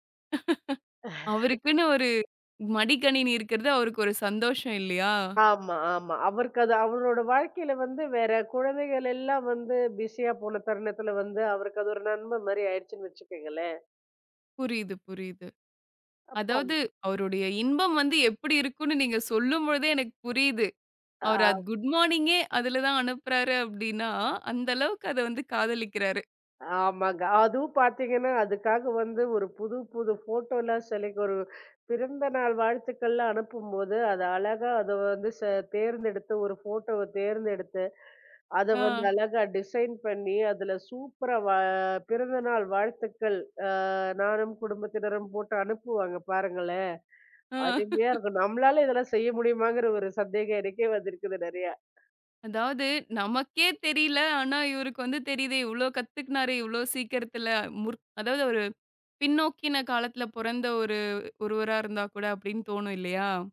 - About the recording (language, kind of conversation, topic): Tamil, podcast, ஸ்கிரீன் நேரத்தை சமநிலையாக வைத்துக்கொள்ள முடியும் என்று நீங்கள் நினைக்கிறீர்களா?
- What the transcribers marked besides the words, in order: laugh; in English: "செலக்ட்"; in English: "டிசைன்"; laugh; tapping